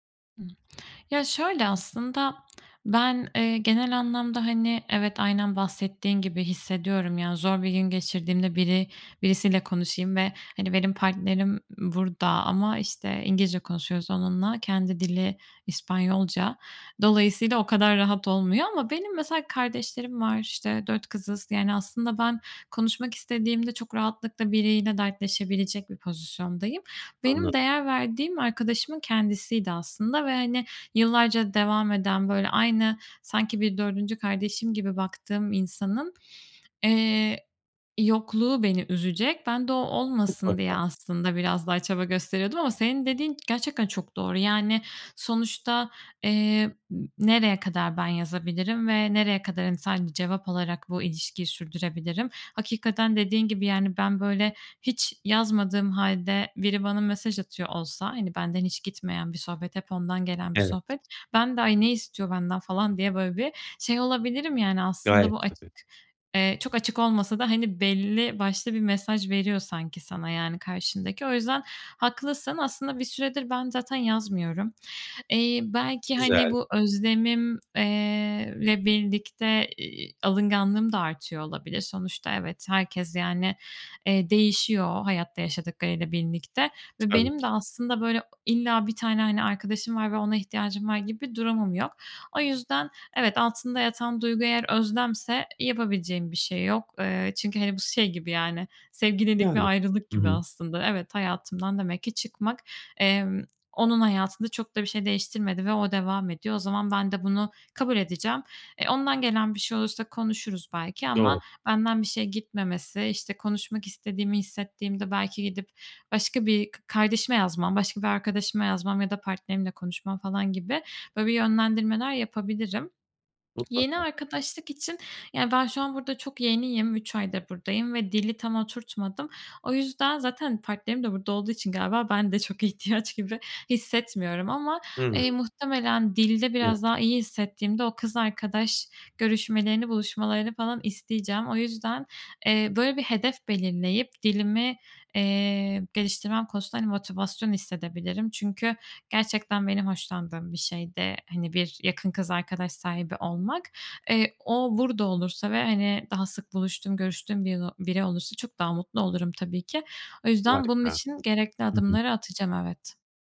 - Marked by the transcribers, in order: other background noise; laughing while speaking: "çok ihtiyaç gibi"; unintelligible speech
- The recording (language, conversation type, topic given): Turkish, advice, Arkadaşlıkta çabanın tek taraflı kalması seni neden bu kadar yoruyor?